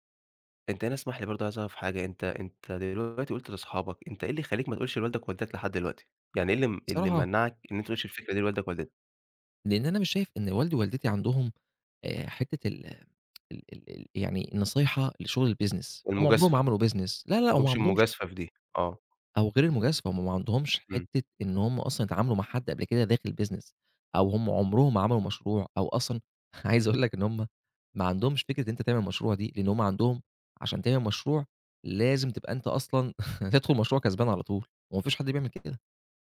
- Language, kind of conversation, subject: Arabic, advice, إزاي أقدر أتخطّى إحساس العجز عن إني أبدأ مشروع إبداعي رغم إني متحمّس وعندي رغبة؟
- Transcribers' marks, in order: other background noise; tsk; in English: "الbusiness"; in English: "business"; in English: "business"; laughing while speaking: "عايز أقول لك"; chuckle